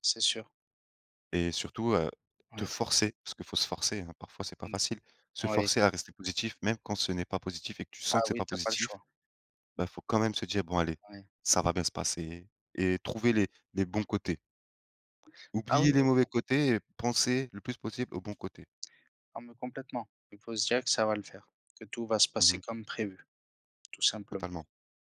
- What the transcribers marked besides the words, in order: none
- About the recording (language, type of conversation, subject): French, unstructured, Comment prends-tu soin de ton bien-être mental au quotidien ?